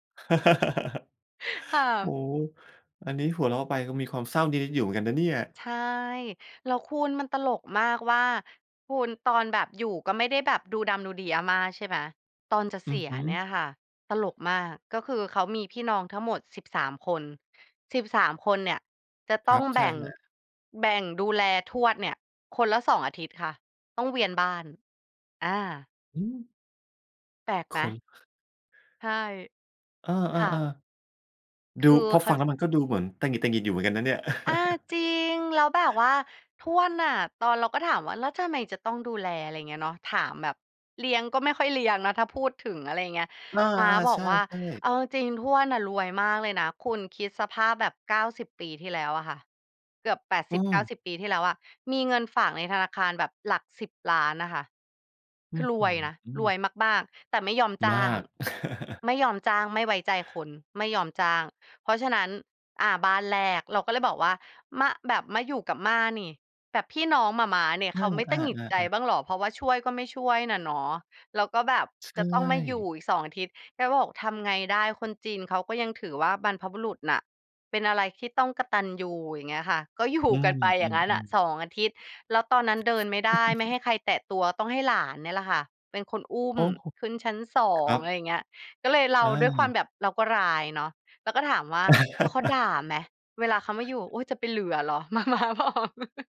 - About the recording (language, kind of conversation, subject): Thai, podcast, เล่าเรื่องรากเหง้าครอบครัวให้ฟังหน่อยได้ไหม?
- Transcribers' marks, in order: laugh; chuckle; chuckle; other background noise; chuckle; laugh; laughing while speaking: "หม่าม้าบอก"; chuckle